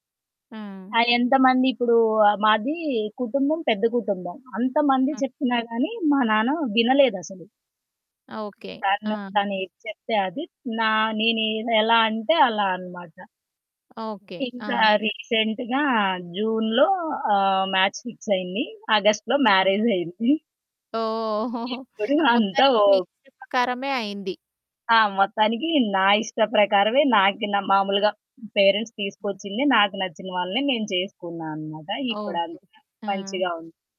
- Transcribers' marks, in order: other noise; in English: "రీసెంట్‌గా"; in English: "మాచ్ ఫిక్స్"; chuckle; giggle; distorted speech; in English: "పేరెంట్స్"
- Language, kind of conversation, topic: Telugu, podcast, మీ స్నేహితులు లేదా కుటుంబ సభ్యులు మీ రుచిని మార్చారా?